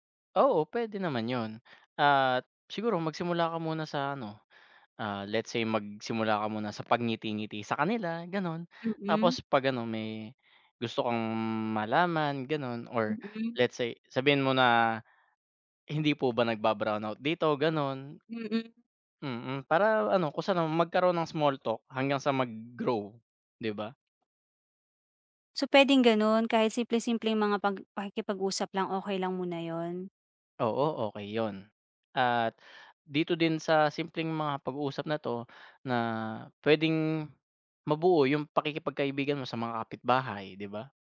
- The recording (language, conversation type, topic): Filipino, advice, Paano ako makikipagkapwa nang maayos sa bagong kapitbahay kung magkaiba ang mga gawi namin?
- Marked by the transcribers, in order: tapping; other background noise